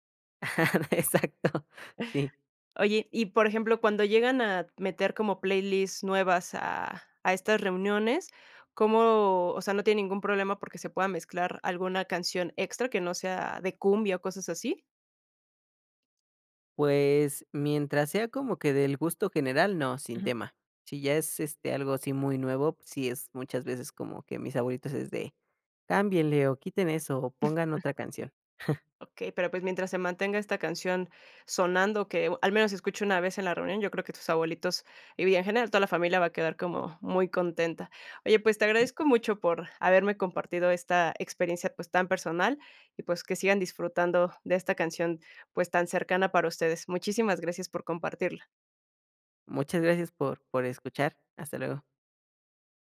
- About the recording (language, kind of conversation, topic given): Spanish, podcast, ¿Qué canción siempre suena en reuniones familiares?
- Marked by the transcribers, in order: chuckle; laughing while speaking: "Exacto"; chuckle; other background noise